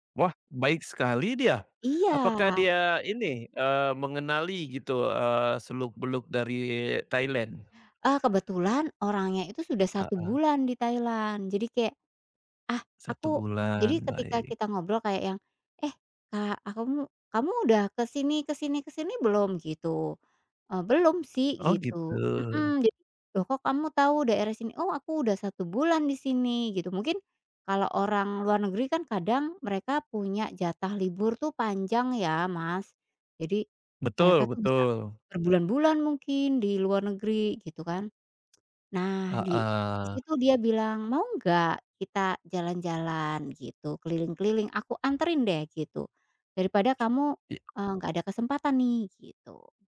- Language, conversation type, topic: Indonesian, podcast, Siapa orang yang paling berkesan buat kamu saat bepergian ke luar negeri, dan bagaimana kamu bertemu dengannya?
- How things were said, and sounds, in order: other background noise; tapping; tsk